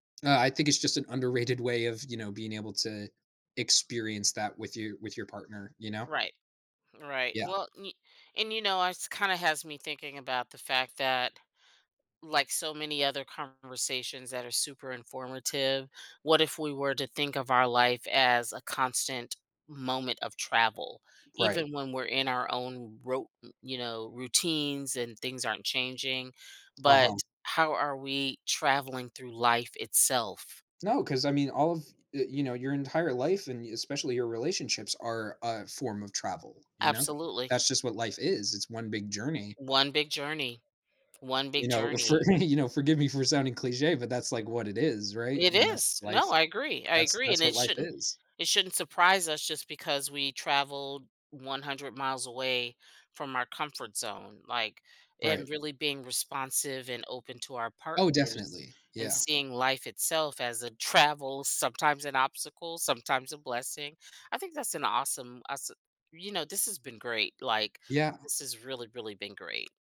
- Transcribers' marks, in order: other background noise; tapping; laughing while speaking: "for"
- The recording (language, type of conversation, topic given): English, unstructured, How do shared travel challenges impact the way couples grow together over time?
- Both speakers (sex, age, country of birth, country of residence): female, 55-59, United States, United States; male, 20-24, United States, United States